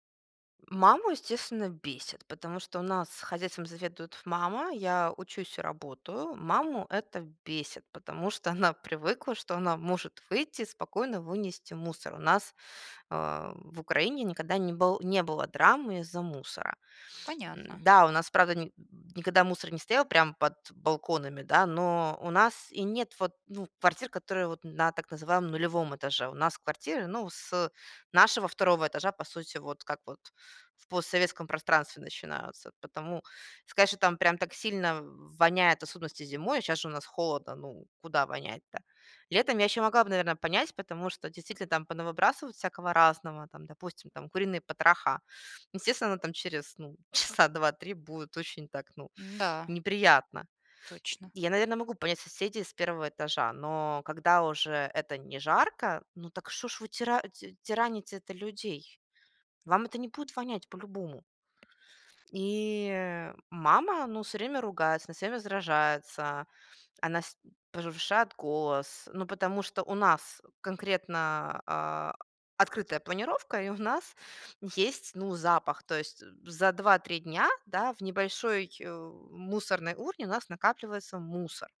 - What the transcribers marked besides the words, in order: grunt; laughing while speaking: "она"; tapping; laughing while speaking: "часа"; laughing while speaking: "и у нас"
- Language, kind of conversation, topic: Russian, advice, Как найти баланс между моими потребностями и ожиданиями других, не обидев никого?